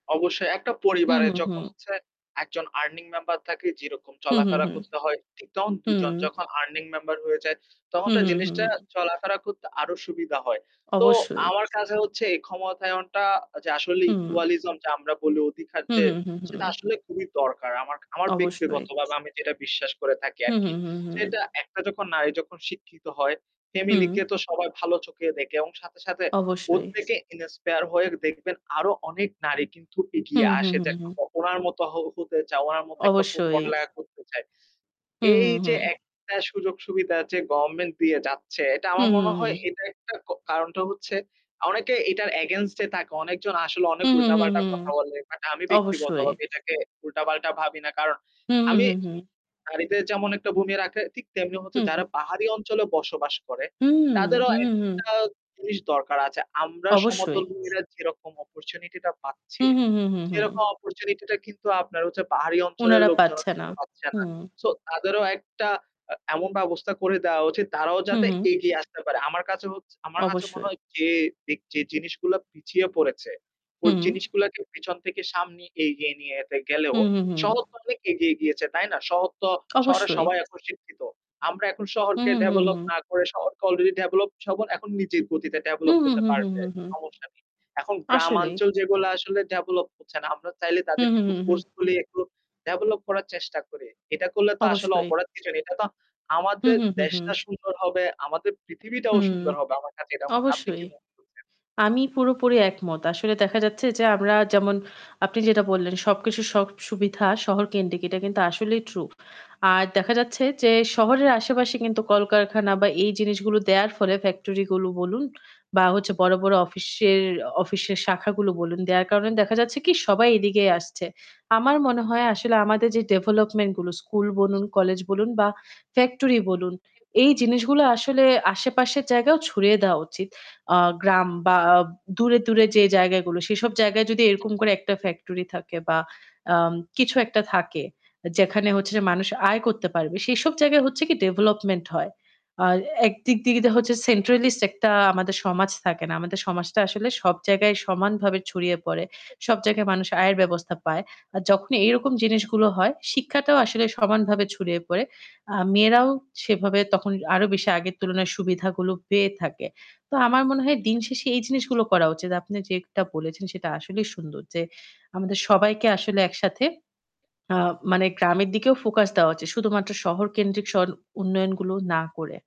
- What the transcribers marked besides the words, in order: static; other background noise; in English: "ইকুয়ালিজম"; "অধিকার" said as "অধিখার"; "ব্যক্তিগতভাবে" said as "ব্যক্তিগতবাবে"; in English: "ইন্সপায়ার"; distorted speech; "গিয়েছে" said as "গিয়েচে"; "শহর" said as "সহব"; in English: "ফোর্সফুলি"; in English: "সেন্ট্রালিস্ট"; mechanical hum
- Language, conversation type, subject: Bengali, unstructured, নারী ক্ষমতায়নে সরকারের ভূমিকা সম্পর্কে আপনার মতামত কী?